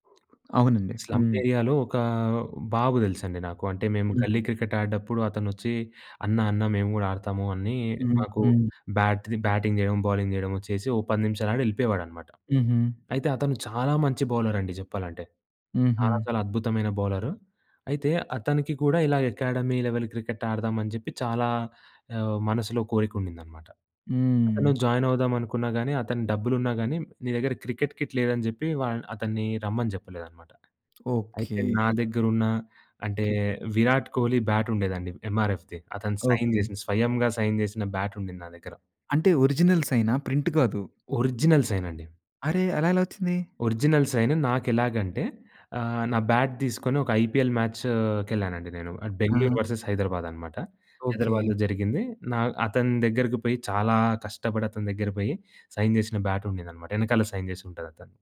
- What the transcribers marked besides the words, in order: in English: "స్లమ్ ఏరియాలో"; "బ్యాట్" said as "బ్యాత్"; in English: "బ్యాటింగ్"; in English: "బౌలింగ్"; in English: "బౌలర్"; in English: "బౌలర్"; tapping; in English: "అకాడమీ లెవెల్"; in English: "జాయిన్"; in English: "కిట్"; in English: "కిట్"; in English: "ఎంఆర్‌ఫ్‌ది"; in English: "సైన్"; in English: "సైన్"; in English: "ఒరిజినల్"; in English: "ప్రింట్"; in English: "ఒరిజినల్"; stressed: "ఒరిజినల్"; in English: "ఒరిజినల్ సైన్"; in English: "ఐపీఎల్"; in English: "వర్సస్"; in English: "సైన్"; in English: "సైన్"
- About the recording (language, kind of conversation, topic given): Telugu, podcast, కుటుంబం, స్నేహితుల అభిప్రాయాలు మీ నిర్ణయాన్ని ఎలా ప్రభావితం చేస్తాయి?